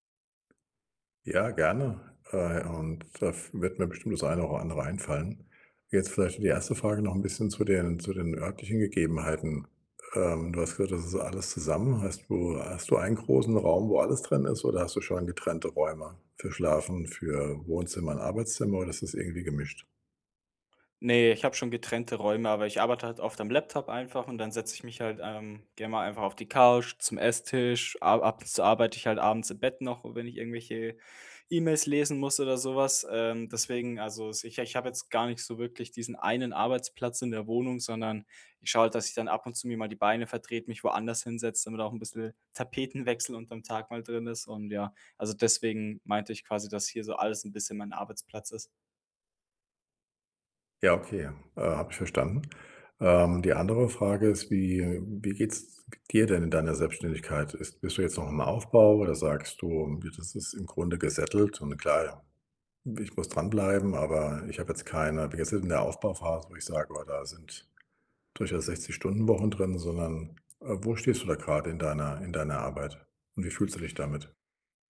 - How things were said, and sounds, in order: other background noise
- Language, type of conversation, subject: German, advice, Warum fällt es mir schwer, zu Hause zu entspannen und loszulassen?